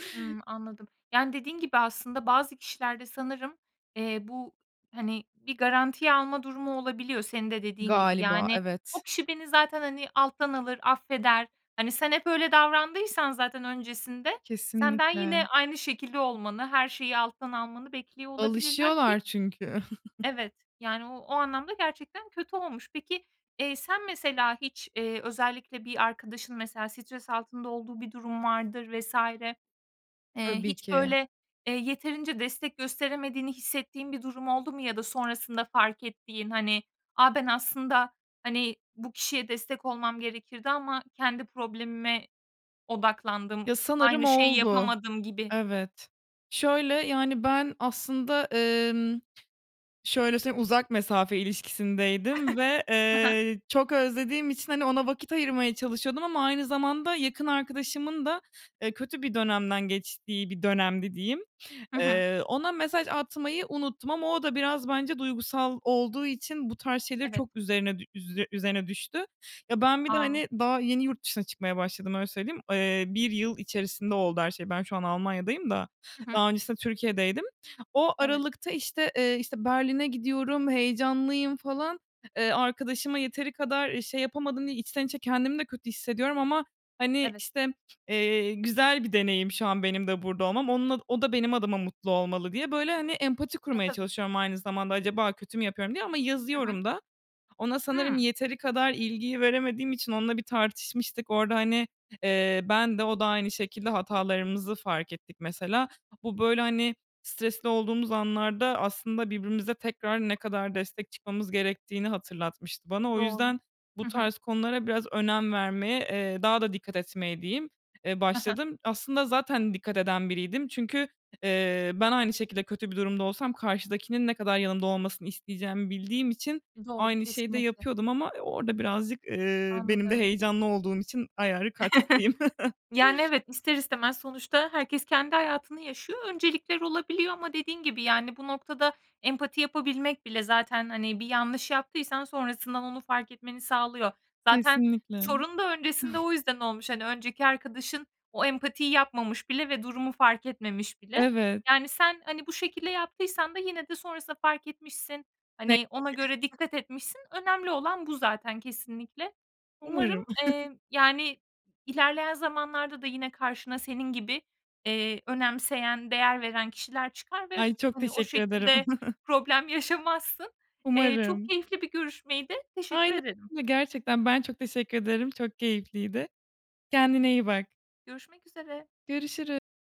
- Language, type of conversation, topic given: Turkish, podcast, Sosyal destek stresle başa çıkmanda ne kadar etkili oluyor?
- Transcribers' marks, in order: other background noise; chuckle; chuckle; chuckle; giggle; unintelligible speech; chuckle; chuckle